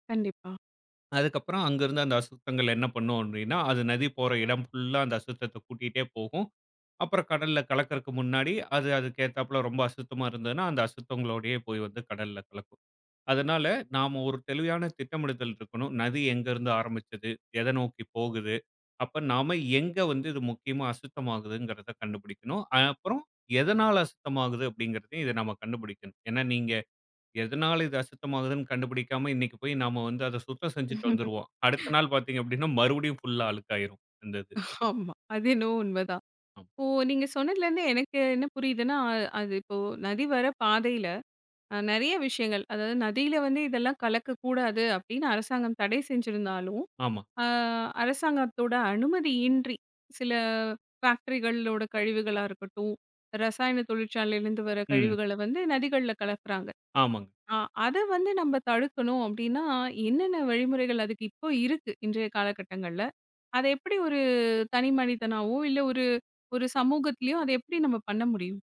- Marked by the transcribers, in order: laugh; chuckle
- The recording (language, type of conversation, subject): Tamil, podcast, ஒரு நதியை ஒரே நாளில் எப்படிச் சுத்தம் செய்யத் தொடங்கலாம்?